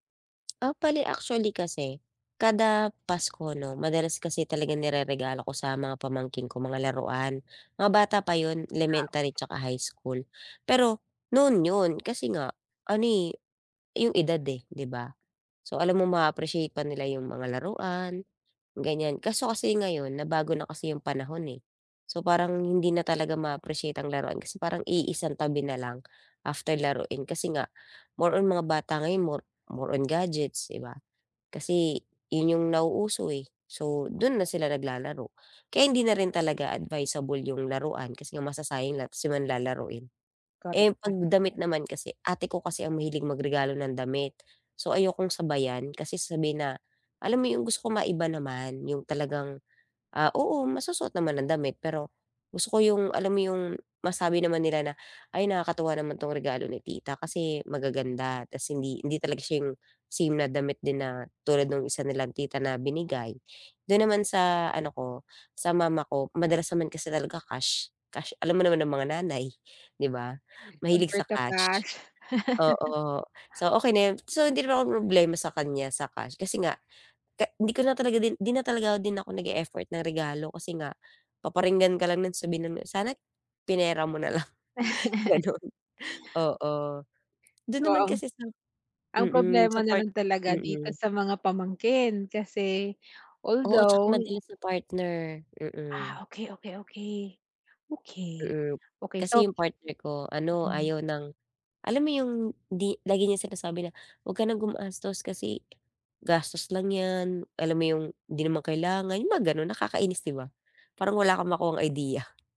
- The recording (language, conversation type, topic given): Filipino, advice, Paano ako makakahanap ng magandang regalong siguradong magugustuhan ng mahal ko?
- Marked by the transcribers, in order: tapping; other background noise; in English: "Convert to cash"; laugh; chuckle; laughing while speaking: "lang, ganon"; laughing while speaking: "idea"